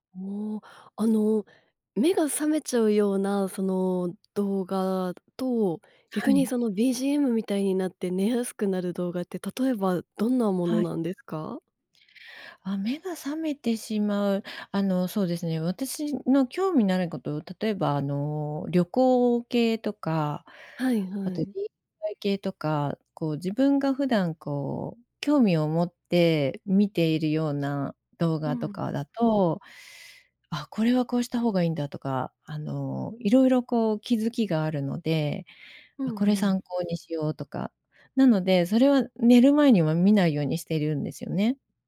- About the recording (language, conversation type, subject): Japanese, podcast, 快適に眠るために普段どんなことをしていますか？
- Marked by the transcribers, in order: none